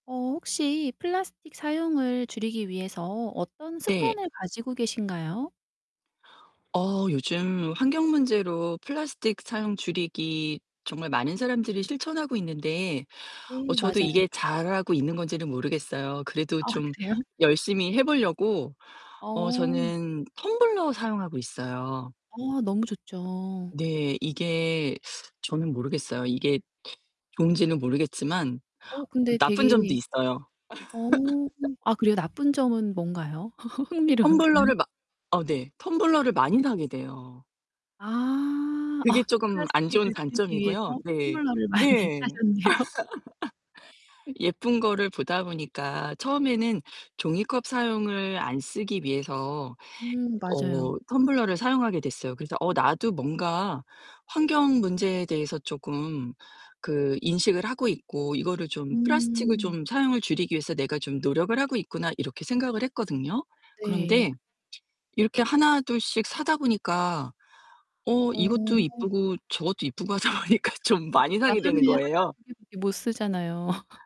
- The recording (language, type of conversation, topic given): Korean, podcast, 플라스틱 사용을 줄이기 위해 어떤 습관을 들이면 좋을까요?
- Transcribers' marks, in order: mechanical hum; tapping; other background noise; static; laugh; laughing while speaking: "흥미로운데요"; laughing while speaking: "어"; distorted speech; laughing while speaking: "많이 사셨네요"; laugh; laughing while speaking: "하다 보니까 좀"; laugh